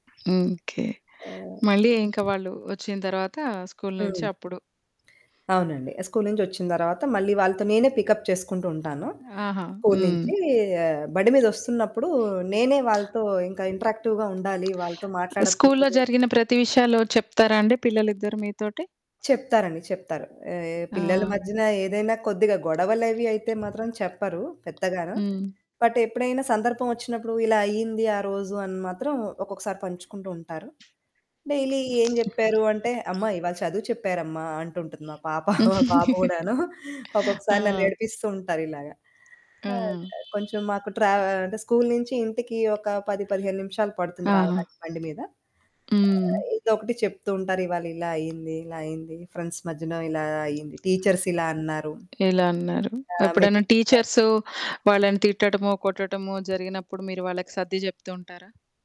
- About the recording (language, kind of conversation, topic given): Telugu, podcast, మీ ఇంట్లో కుటుంబ సభ్యుల మధ్య పరస్పర సంభాషణ ఎలా జరుగుతుంది?
- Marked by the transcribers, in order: distorted speech; static; other background noise; in English: "పికప్"; tapping; in English: "ఇంటరాక్టివ్‌గా"; in English: "బట్"; horn; in English: "డైలీ"; giggle; in English: "ఫ్రెండ్స్"; in English: "టీచర్స్"; in English: "టీచర్స్"